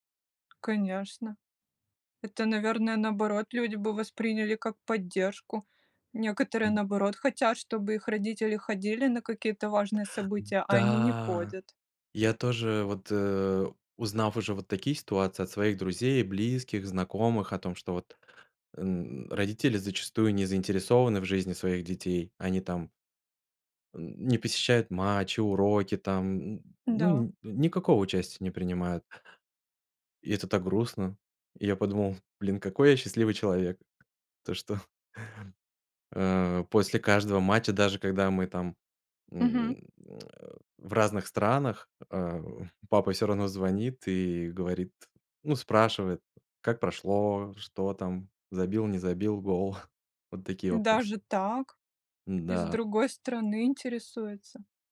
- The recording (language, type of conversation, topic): Russian, podcast, Как на практике устанавливать границы с назойливыми родственниками?
- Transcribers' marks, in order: tapping; chuckle